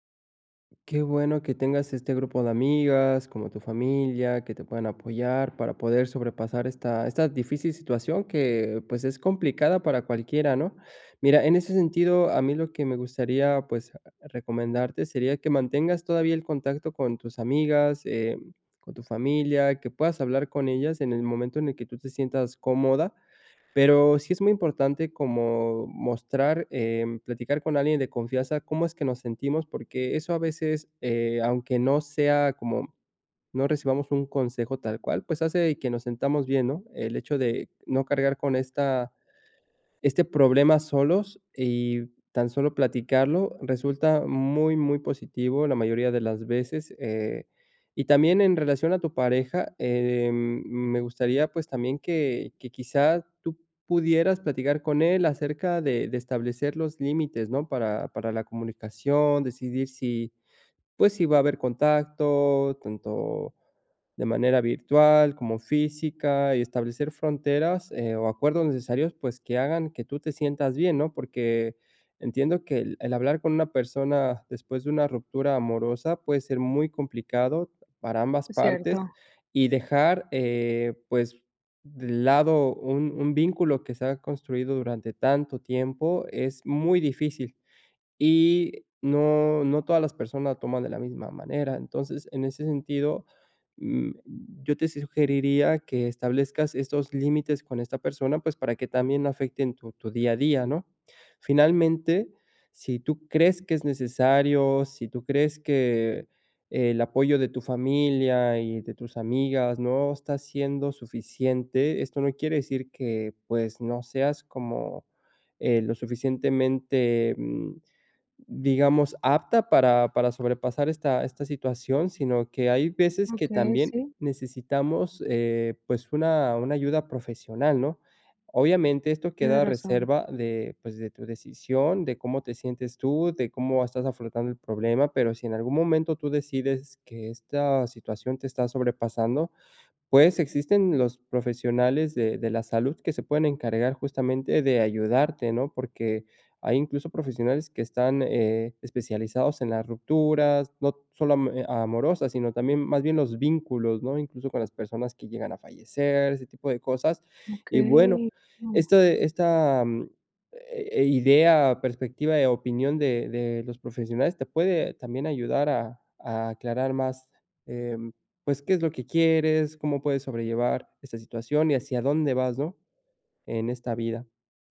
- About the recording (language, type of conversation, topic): Spanish, advice, ¿Cómo puedo afrontar la ruptura de una relación larga?
- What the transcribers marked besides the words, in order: tapping; other background noise; other noise